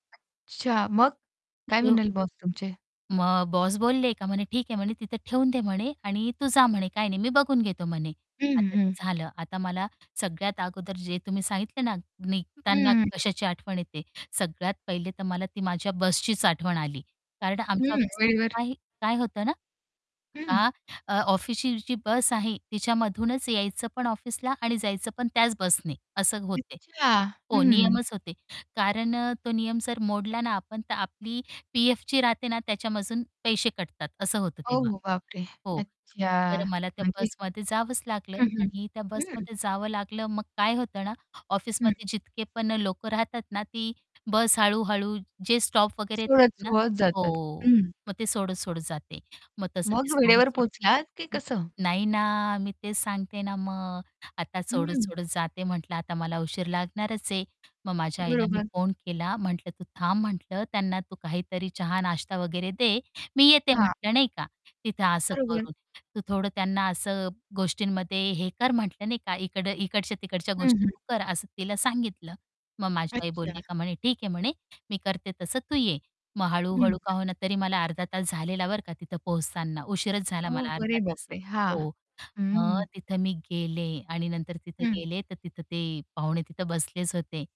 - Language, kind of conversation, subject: Marathi, podcast, संध्याकाळ शांत होण्यासाठी काय मदत करते?
- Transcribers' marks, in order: tapping; static; other background noise; unintelligible speech; distorted speech